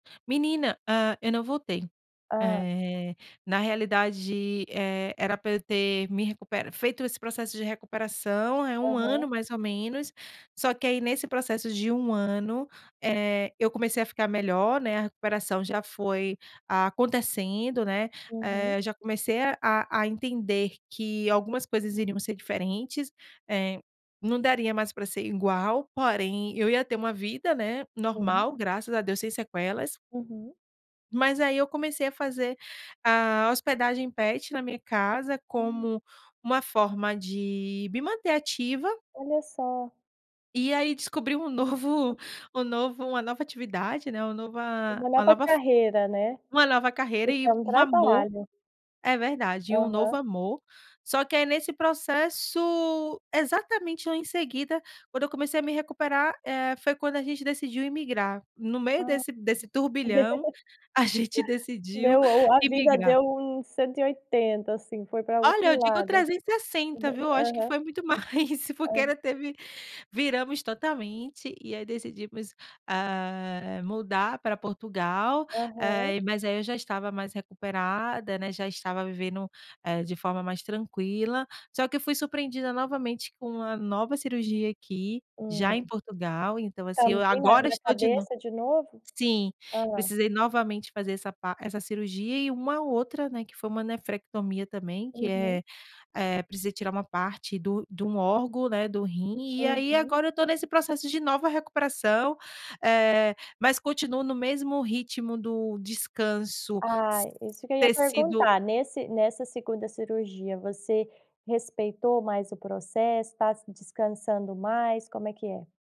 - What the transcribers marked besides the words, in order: laughing while speaking: "novo"; other background noise; laugh
- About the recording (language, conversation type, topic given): Portuguese, podcast, Como você equilibra atividade e descanso durante a recuperação?